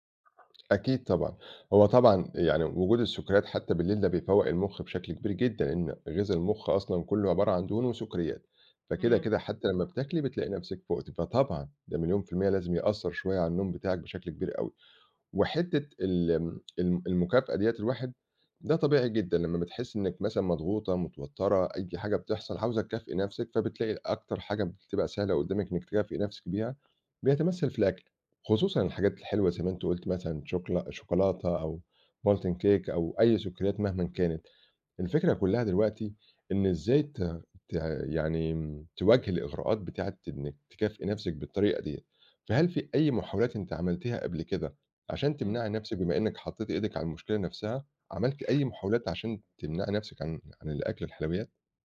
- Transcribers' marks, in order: other background noise; in English: "molten cake"
- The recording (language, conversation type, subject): Arabic, advice, إزاي أقدر أتعامل مع الشراهة بالليل وإغراء الحلويات؟